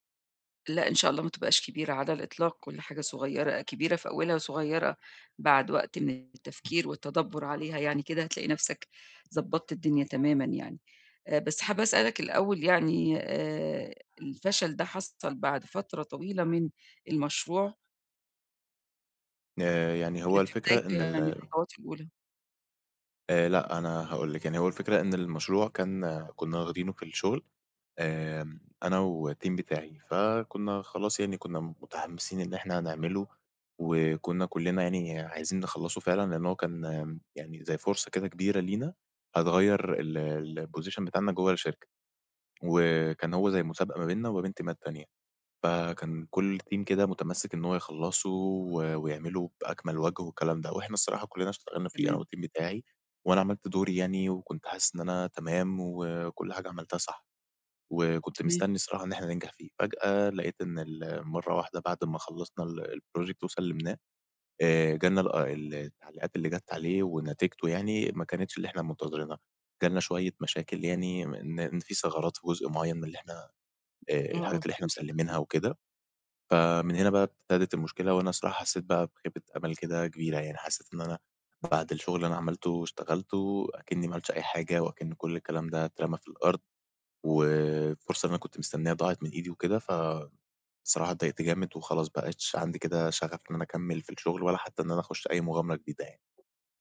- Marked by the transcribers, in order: other background noise; other noise; background speech; in English: "الTeam"; in English: "الPosition"; in English: "تيمات"; in English: "Team"; tapping; in English: "الTeam"; in English: "الProject"
- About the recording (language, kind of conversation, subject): Arabic, advice, إزاي أقدر أستعيد ثقتي في نفسي بعد ما فشلت في شغل أو مشروع؟